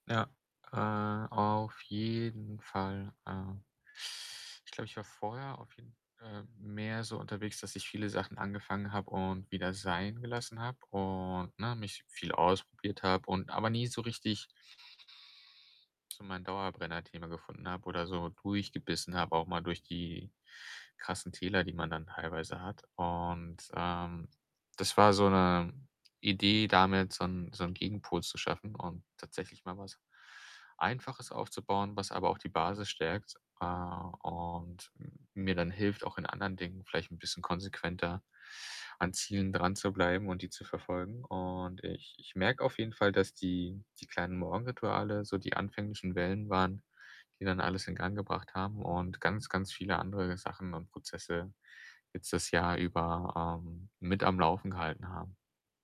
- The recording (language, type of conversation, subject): German, podcast, Wie sieht deine Morgenroutine an einem ganz normalen Tag aus?
- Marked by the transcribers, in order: other background noise; static